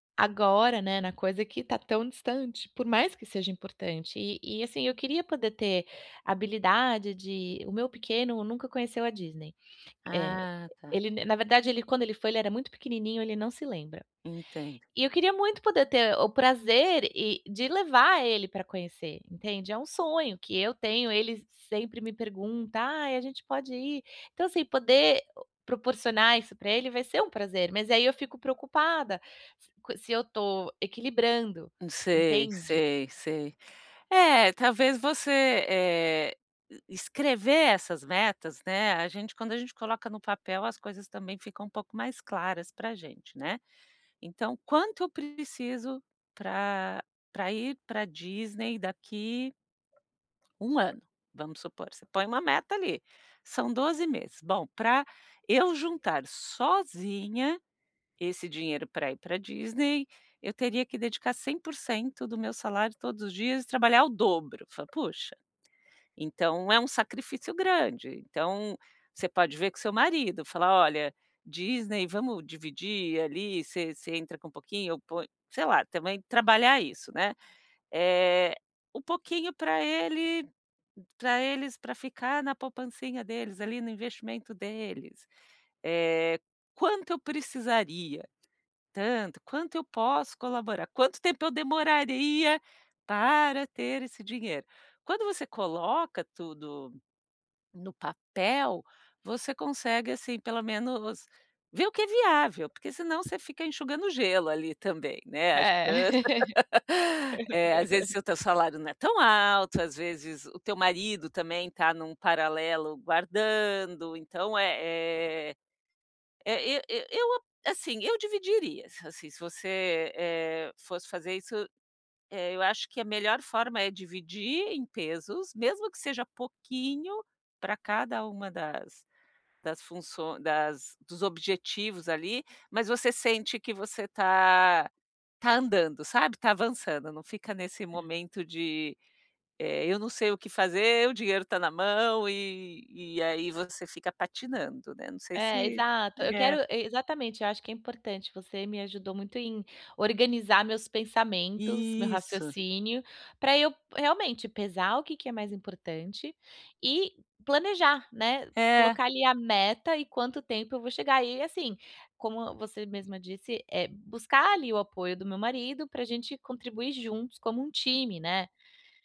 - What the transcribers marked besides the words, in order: tapping; laugh; laughing while speaking: "achando"; laugh
- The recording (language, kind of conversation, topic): Portuguese, advice, Como posso equilibrar meu tempo, meu dinheiro e meu bem-estar sem sacrificar meu futuro?